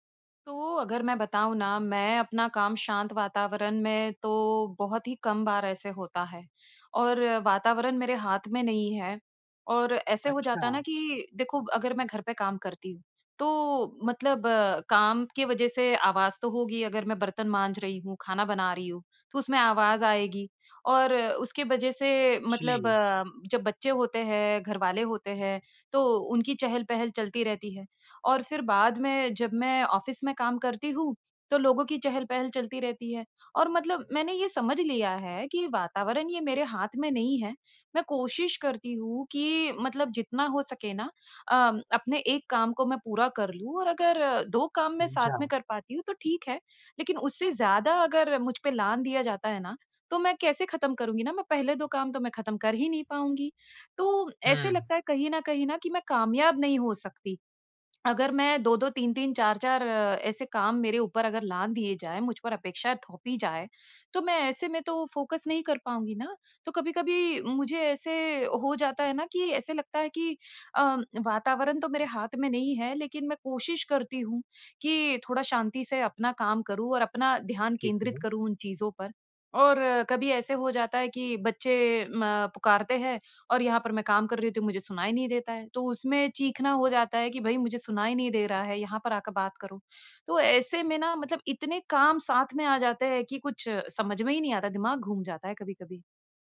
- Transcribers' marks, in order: in English: "ऑफ़िस"; in English: "फ़ोकस"
- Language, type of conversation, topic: Hindi, advice, एक ही समय में कई काम करते हुए मेरा ध्यान क्यों भटक जाता है?